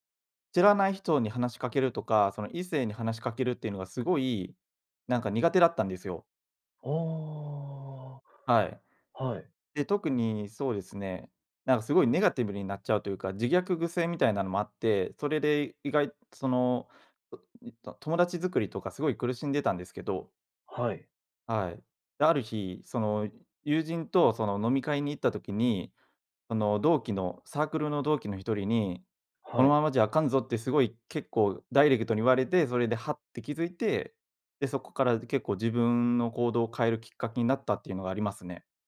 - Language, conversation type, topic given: Japanese, podcast, 誰かの一言で人生の進む道が変わったことはありますか？
- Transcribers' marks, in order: "知らない" said as "ちらない"